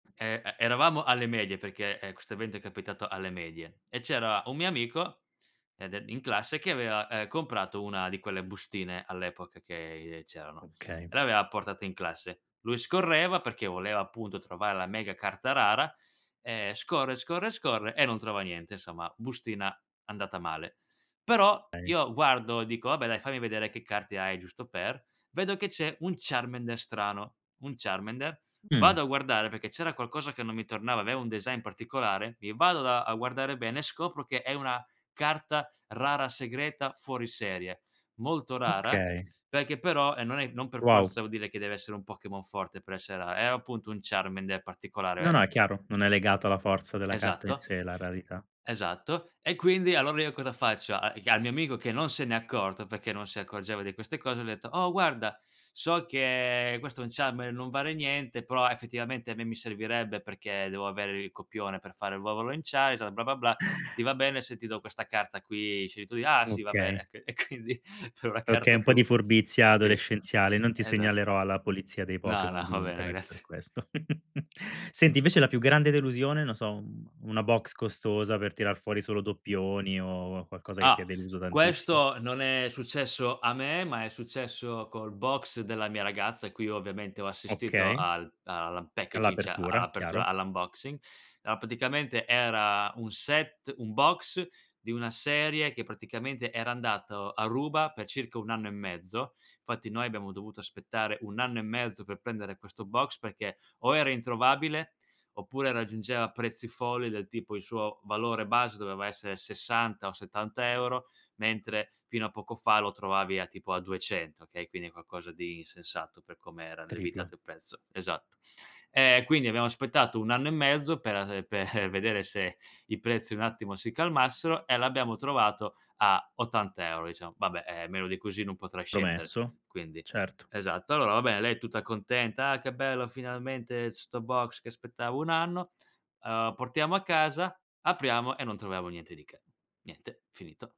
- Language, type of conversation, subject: Italian, podcast, Qual è un hobby che ti appassiona davvero?
- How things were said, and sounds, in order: other background noise; "Charmander" said as "charmande"; tapping; "Charmander" said as "Charmer"; exhale; unintelligible speech; laughing while speaking: "E quindi"; chuckle; in English: "unpackacinc"; "unpackaging" said as "unpackacinc"; in English: "unboxing"; "praticamente" said as "padicamente"; unintelligible speech